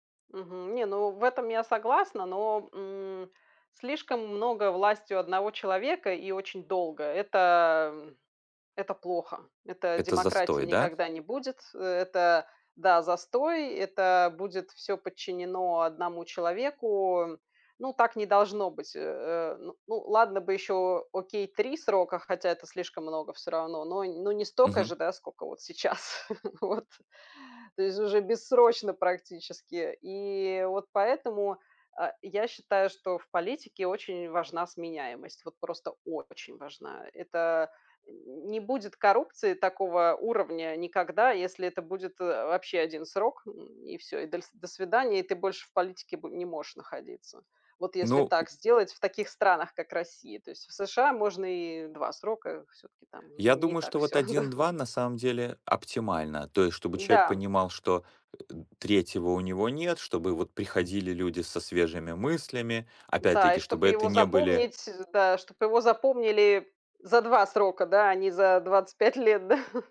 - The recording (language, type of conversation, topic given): Russian, unstructured, Как вы думаете, почему люди не доверяют политикам?
- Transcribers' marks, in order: chuckle; stressed: "очень"; tapping; chuckle; laughing while speaking: "лет, да"